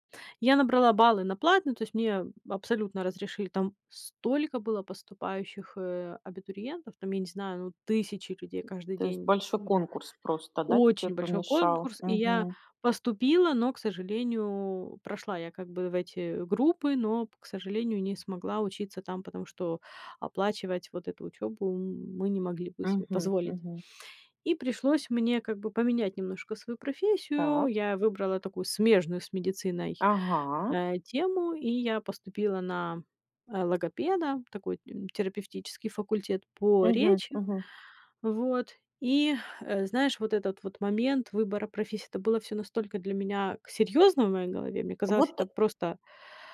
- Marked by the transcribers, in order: tapping
- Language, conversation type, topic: Russian, podcast, Когда ты впервые почувствовал(а) взрослую ответственность?